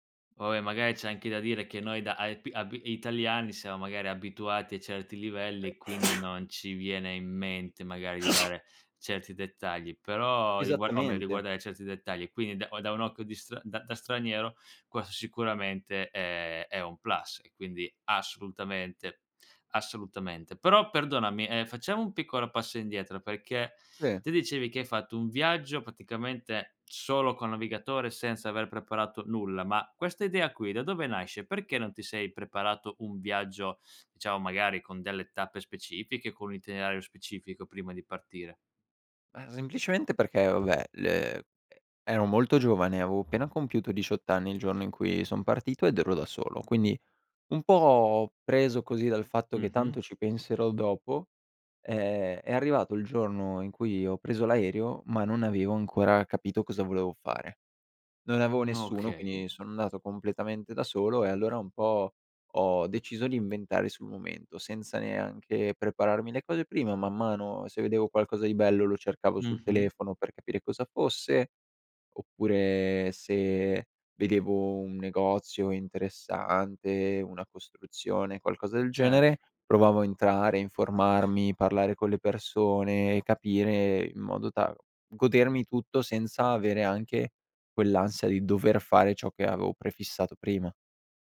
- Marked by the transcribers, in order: "Poi" said as "oi"; alarm; sneeze; sneeze; "questo" said as "quesso"; "praticamente" said as "paticamente"; "semplicemente" said as "zemplicemente"; tapping; other background noise
- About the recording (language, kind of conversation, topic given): Italian, podcast, Ti è mai capitato di perderti in una città straniera?
- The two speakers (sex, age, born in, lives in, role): male, 18-19, Italy, Italy, guest; male, 25-29, Italy, Italy, host